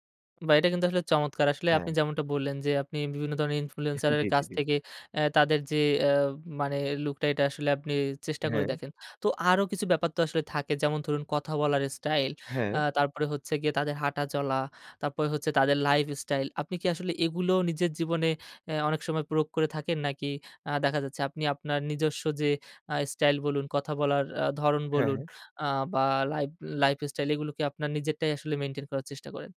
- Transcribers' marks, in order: chuckle
- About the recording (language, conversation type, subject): Bengali, podcast, সোশ্যাল মিডিয়া তোমার স্টাইলকে কিভাবে প্রভাবিত করে?